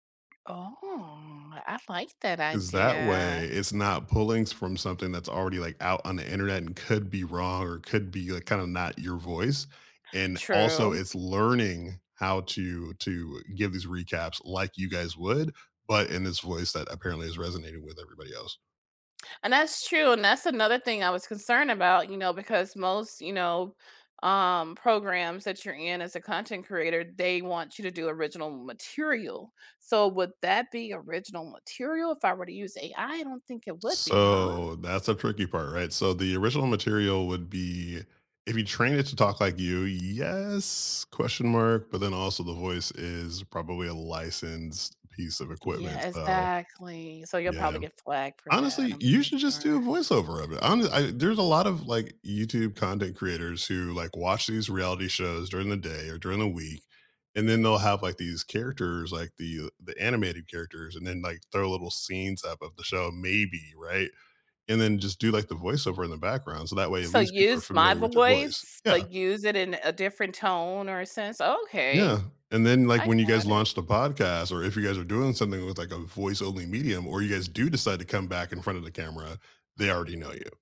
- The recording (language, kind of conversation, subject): English, unstructured, Which guilty-pleasure reality shows do you love to talk about, and what makes them so irresistible?
- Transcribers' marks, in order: alarm; drawn out: "Oh"; drawn out: "idea"; stressed: "learning"; drawn out: "So"; drawn out: "yes"